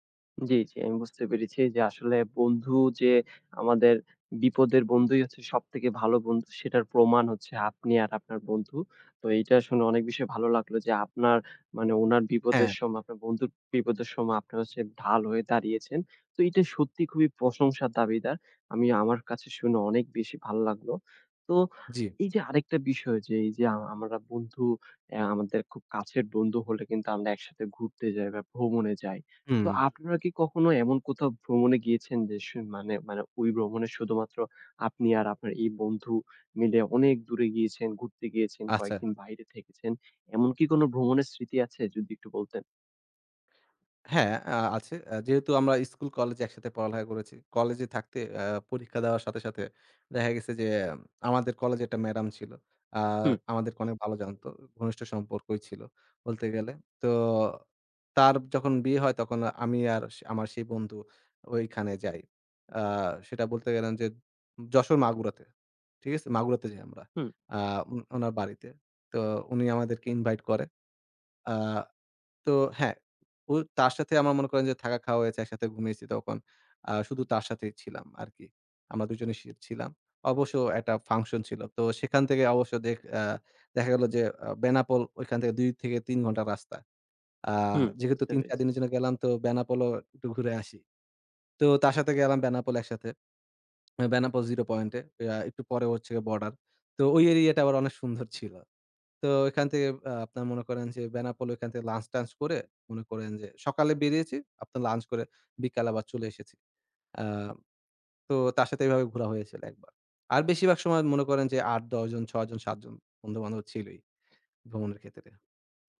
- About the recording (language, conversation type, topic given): Bengali, podcast, কোনো স্থানীয় বন্ধুর সঙ্গে আপনি কীভাবে বন্ধুত্ব গড়ে তুলেছিলেন?
- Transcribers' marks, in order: none